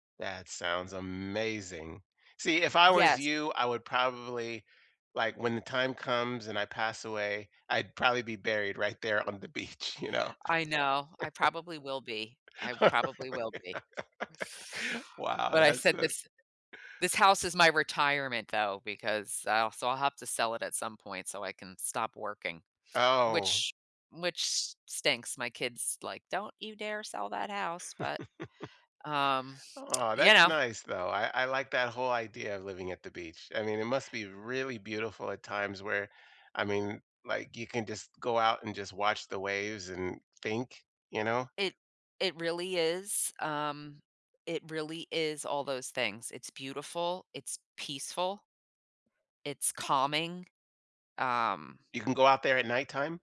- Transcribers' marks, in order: stressed: "amazing"; other background noise; chuckle; laugh; chuckle; lip smack
- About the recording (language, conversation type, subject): English, unstructured, What trip are you dreaming about right now, and what makes it meaningful to you?